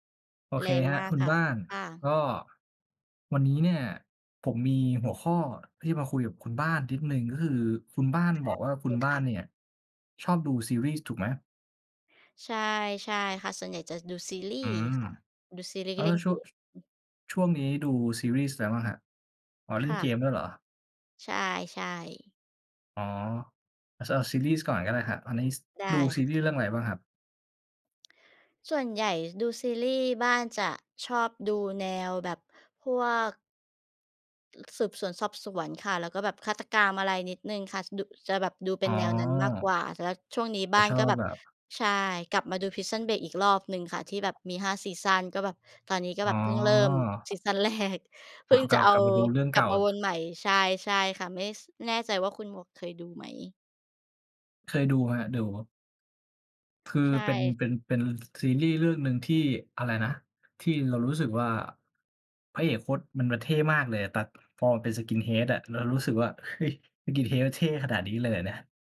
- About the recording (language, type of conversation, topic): Thai, unstructured, คุณชอบดูหนังหรือซีรีส์แนวไหนมากที่สุด?
- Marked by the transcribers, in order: other noise; other background noise; laughing while speaking: "อ๋อ"; laughing while speaking: "แรก"; laughing while speaking: "เฮ้ย"